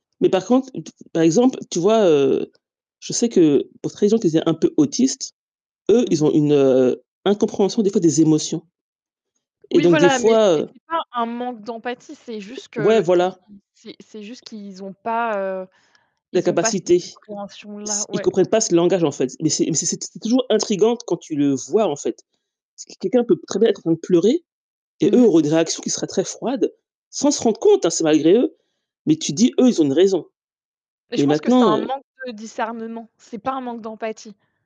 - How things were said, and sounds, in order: static; unintelligible speech; distorted speech; other background noise; tapping
- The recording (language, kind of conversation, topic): French, unstructured, Quels rôles jouent l’empathie et la compassion dans notre développement personnel ?